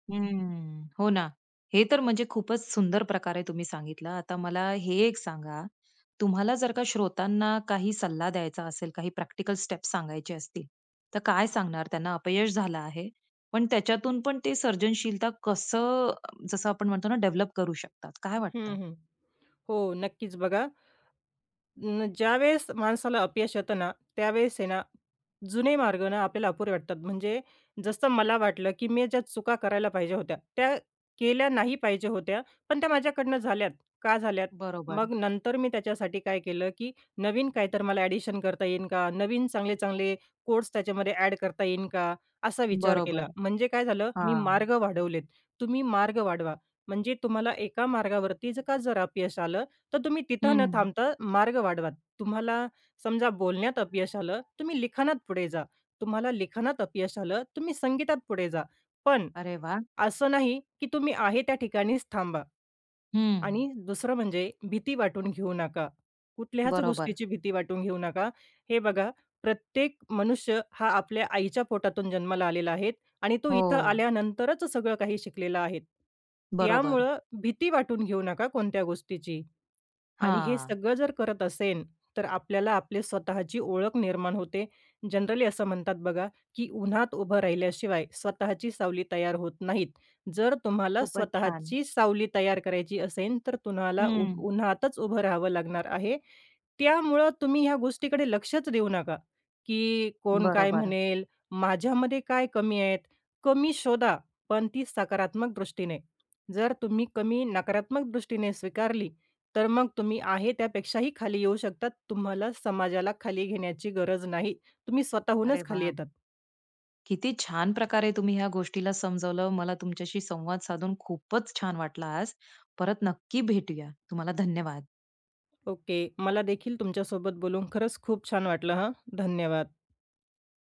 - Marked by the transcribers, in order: tapping; in English: "स्टेप्स"; other background noise; in English: "डेव्हलप"; in English: "ॲडिशन"; in English: "जनरली"; "तुम्हाला" said as "तुन्हाला"; "वाटलं" said as "वाटला"
- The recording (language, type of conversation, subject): Marathi, podcast, अपयशामुळे सर्जनशील विचारांना कोणत्या प्रकारे नवी दिशा मिळते?